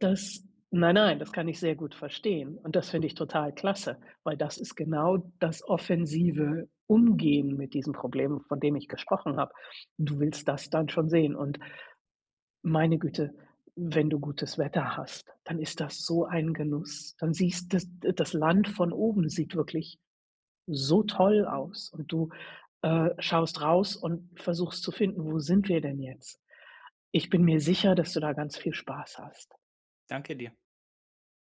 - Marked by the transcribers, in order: none
- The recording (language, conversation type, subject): German, advice, Wie kann ich beim Reisen besser mit Angst und Unsicherheit umgehen?